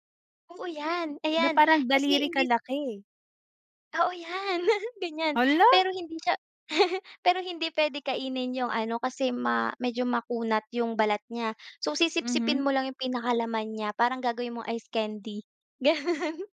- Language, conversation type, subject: Filipino, podcast, Ano ang mga paraan mo para mapasaya ang mga mapili sa pagkain?
- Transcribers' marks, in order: chuckle; laughing while speaking: "gano'n"